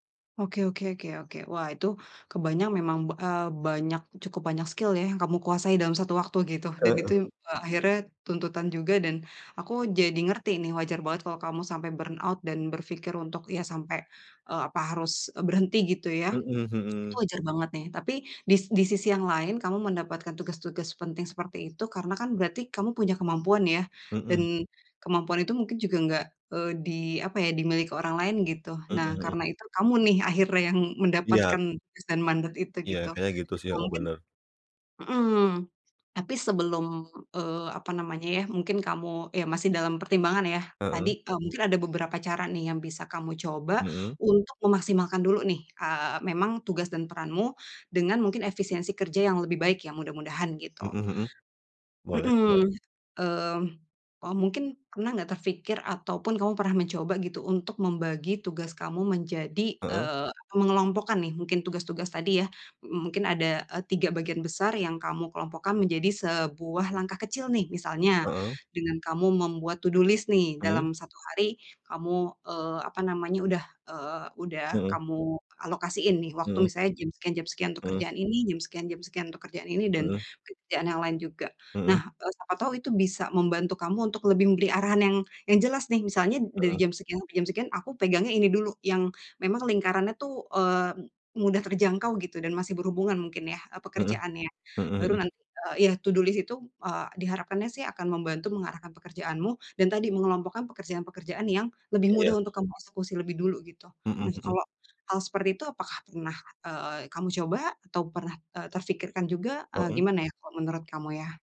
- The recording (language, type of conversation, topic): Indonesian, advice, Bagaimana cara memulai tugas besar yang membuat saya kewalahan?
- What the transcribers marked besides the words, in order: "kebayang" said as "kebanyang"; in English: "skill"; in English: "burnout"; in English: "to do list"; in English: "to do list"